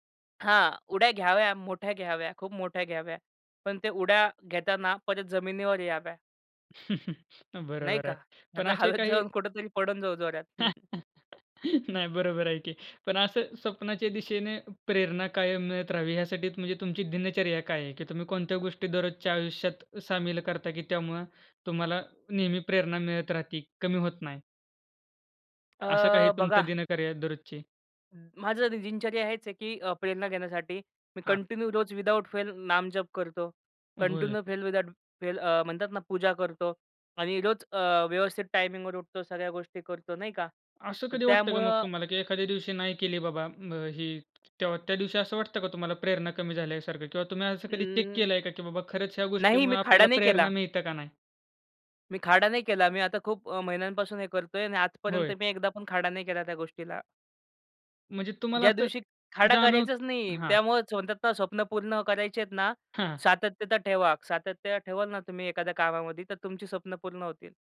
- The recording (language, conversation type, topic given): Marathi, podcast, तुम्हाला स्वप्ने साध्य करण्याची प्रेरणा कुठून मिळते?
- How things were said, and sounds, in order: chuckle; laughing while speaking: "नाही तर हवेत जाऊन कुठेतरी पडून जाऊ जोरात"; chuckle; "दिनचर्या" said as "दिनकर्या"; in English: "कंटिन्यू"; in English: "कंटिन्यू"; in English: "चेक"; tapping; "सातत्य" said as "सातत्यता"